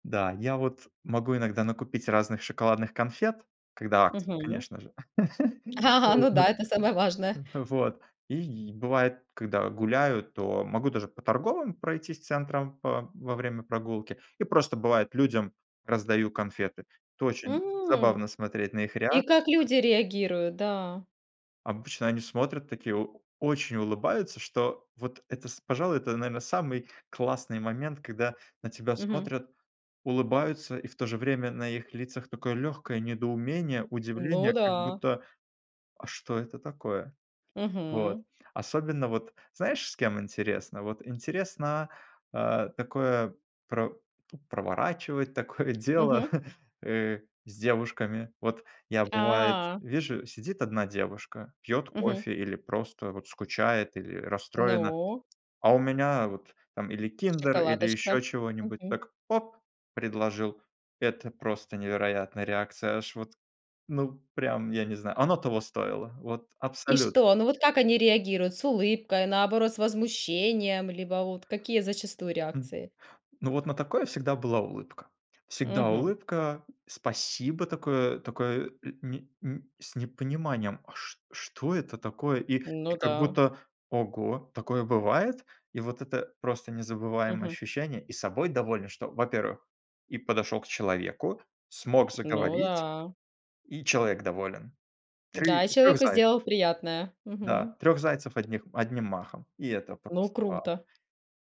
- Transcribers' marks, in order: tapping; chuckle; other background noise
- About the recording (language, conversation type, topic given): Russian, podcast, Как природа или прогулки влияют на твоё состояние?